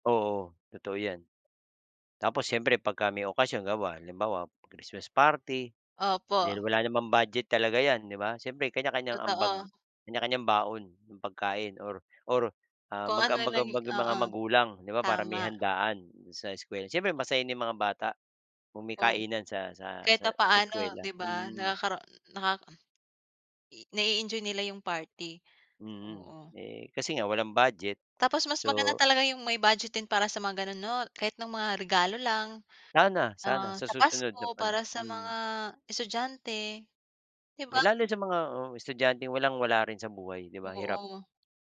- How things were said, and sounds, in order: tapping
- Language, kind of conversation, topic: Filipino, unstructured, Ano ang epekto ng kakulangan sa pondo ng paaralan sa mga mag-aaral?